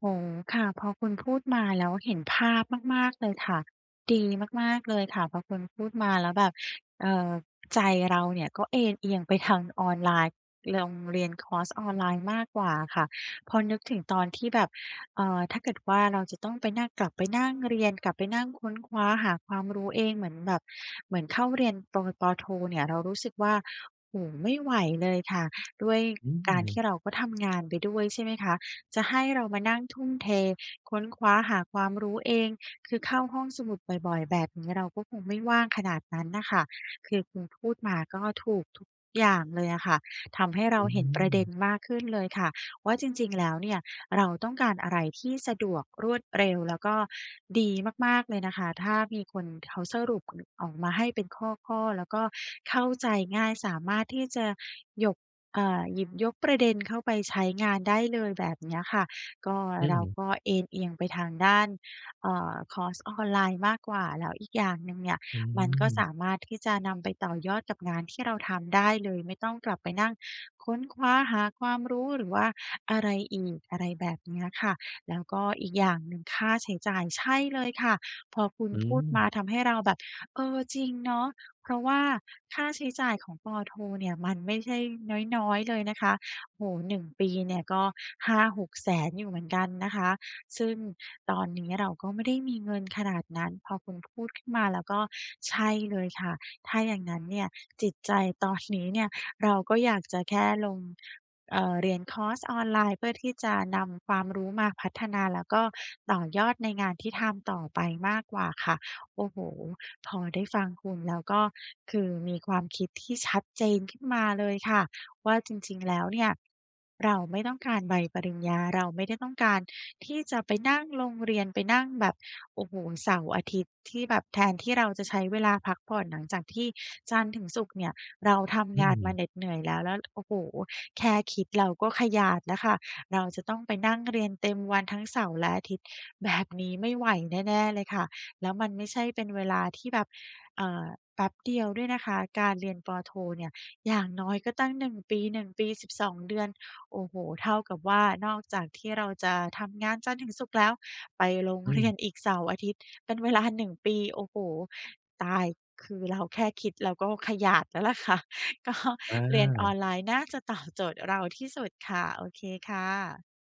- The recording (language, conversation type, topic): Thai, advice, ฉันควรตัดสินใจกลับไปเรียนต่อหรือโฟกัสพัฒนาตัวเองดีกว่ากัน?
- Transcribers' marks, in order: other background noise; laughing while speaking: "นี้"; laughing while speaking: "แบบ"; laughing while speaking: "เรียน"; laughing while speaking: "เวลา"; laughing while speaking: "แล้วล่ะ"; laughing while speaking: "ก็"; laughing while speaking: "ตอบ"